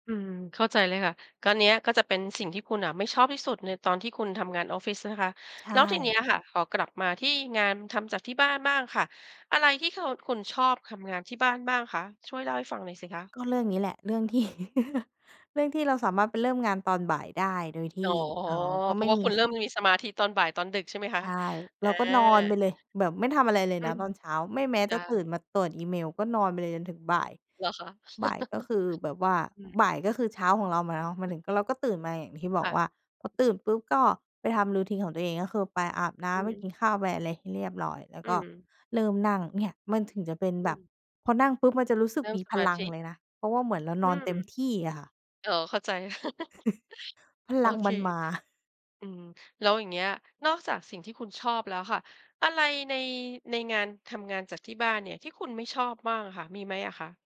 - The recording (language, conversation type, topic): Thai, podcast, การทำงานจากที่บ้านสอนอะไรให้คุณบ้าง?
- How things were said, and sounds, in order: tapping; laughing while speaking: "ที่"; chuckle; laughing while speaking: "อ๋อ"; other background noise; other noise; chuckle; in English: "routine"; chuckle